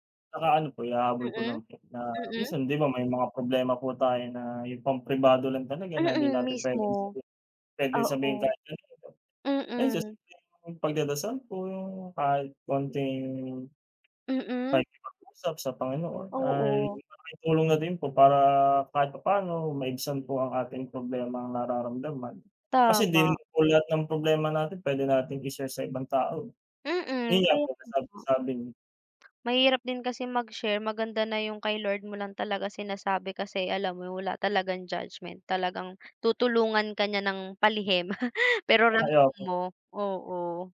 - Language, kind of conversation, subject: Filipino, unstructured, Paano mo ilalarawan ang papel ng simbahan o iba pang relihiyosong lugar sa komunidad?
- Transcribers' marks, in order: other background noise; chuckle